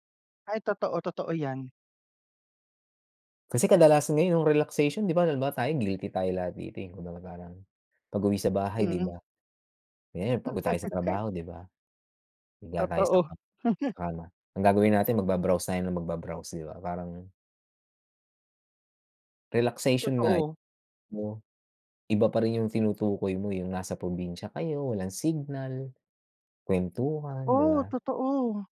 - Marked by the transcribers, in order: chuckle; chuckle; unintelligible speech
- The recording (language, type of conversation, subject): Filipino, unstructured, Ano ang paborito mong gawin para makapagpahinga?